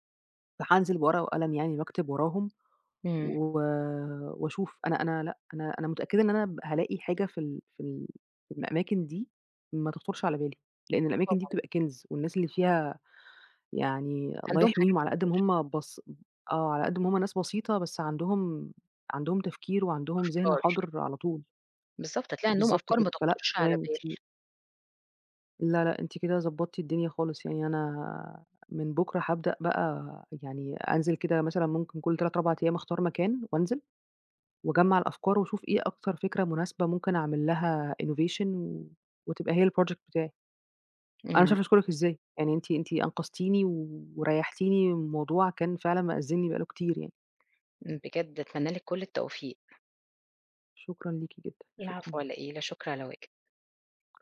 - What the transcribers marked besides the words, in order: in English: "innovation"; in English: "الproject"; unintelligible speech
- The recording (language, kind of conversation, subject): Arabic, advice, إزاي بتوصف إحساسك بالبلوك الإبداعي وإن مفيش أفكار جديدة؟